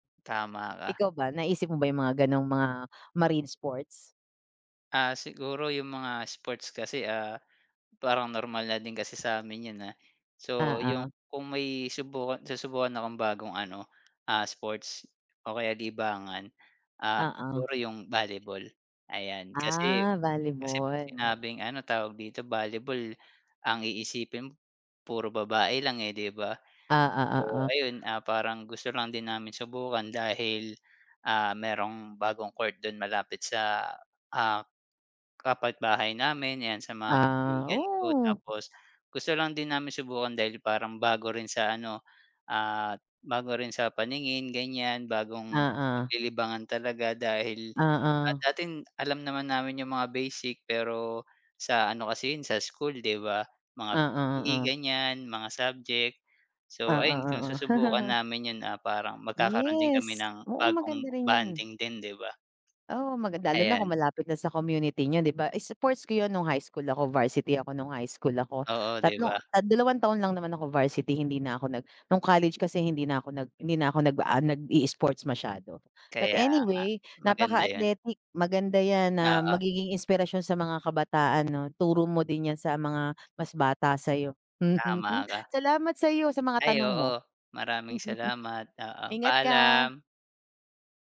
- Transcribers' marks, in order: tapping; "kapitbahay" said as "kapatbahay"; other background noise; chuckle; chuckle
- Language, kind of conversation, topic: Filipino, unstructured, Ano ang paborito mong libangan?